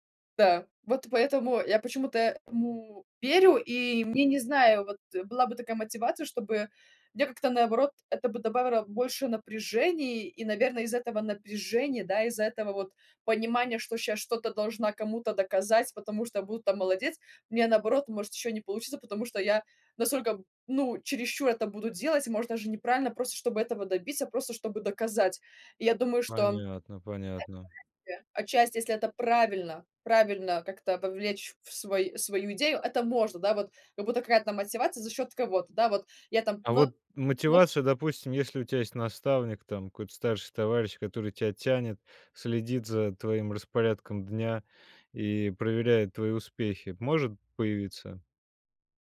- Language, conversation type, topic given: Russian, podcast, Как ты находишь мотивацию не бросать новое дело?
- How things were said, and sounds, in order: tapping; "добавило" said as "добавиро"